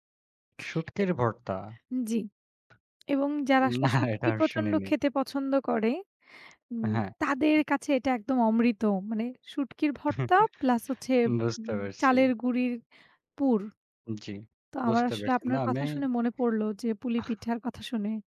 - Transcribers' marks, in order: laughing while speaking: "না, এটা আমি শুনিনি"; chuckle
- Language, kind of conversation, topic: Bengali, unstructured, তোমার প্রিয় উৎসবের খাবার কোনটি, আর সেটি তোমার কাছে কেন বিশেষ?